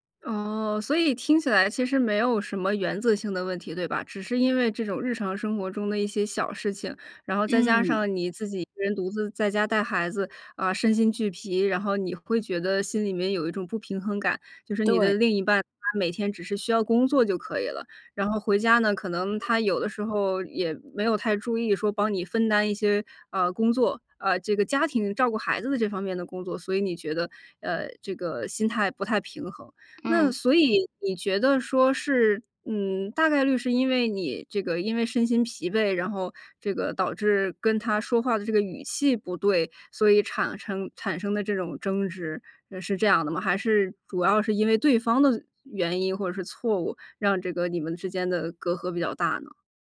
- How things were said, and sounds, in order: other background noise
- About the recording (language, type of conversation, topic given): Chinese, advice, 我们该如何处理因疲劳和情绪引发的争执与隔阂？